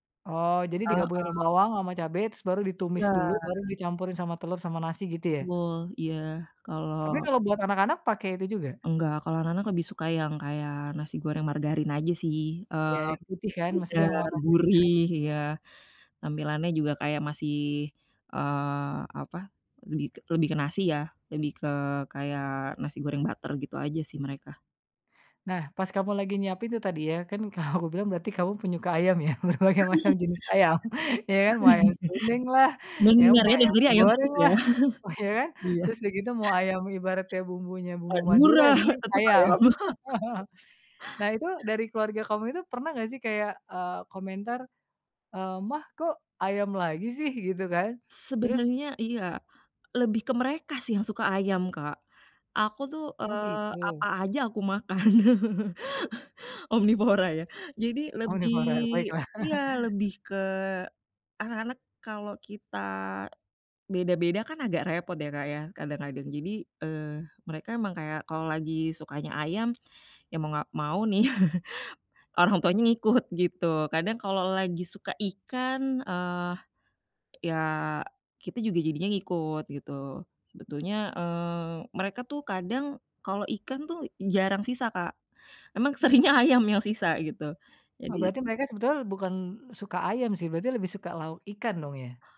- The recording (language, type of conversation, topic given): Indonesian, podcast, Bagaimana kamu menyulap sisa makanan menjadi lauk baru?
- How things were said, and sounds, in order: "Betul" said as "bul"; unintelligible speech; other background noise; in English: "butter"; laughing while speaking: "kamu"; chuckle; laughing while speaking: "berbagai macam jenis ayam"; chuckle; chuckle; laughing while speaking: "Madura"; chuckle; laugh; laugh; laughing while speaking: "Omnivora, ya"; laughing while speaking: "Omnivora, baiklah"; chuckle; chuckle; laughing while speaking: "seringnya ayam"